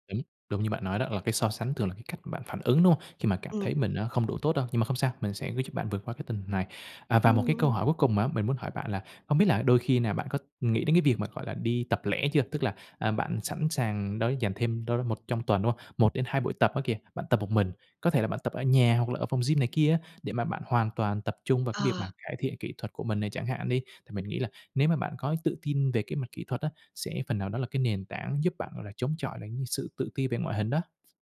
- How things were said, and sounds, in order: other background noise
- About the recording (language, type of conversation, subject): Vietnamese, advice, Làm thế nào để bớt tự ti về vóc dáng khi tập luyện cùng người khác?